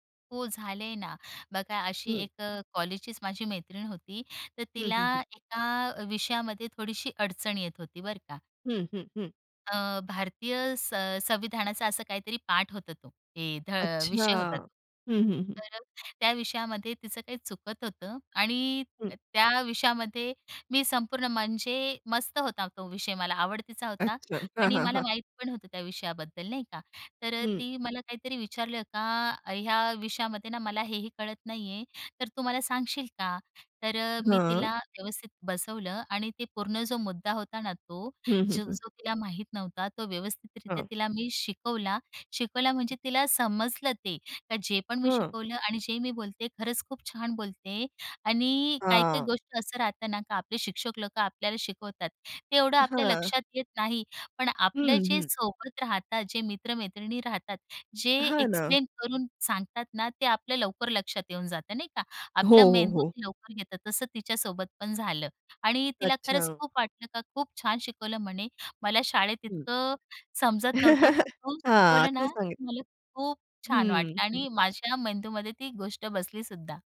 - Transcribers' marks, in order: tapping; other background noise; in English: "एक्सप्लेन"; laugh
- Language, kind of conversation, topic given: Marathi, podcast, जाणिवपूर्वक ऐकण्यामुळे विश्वास कितपत वाढतो?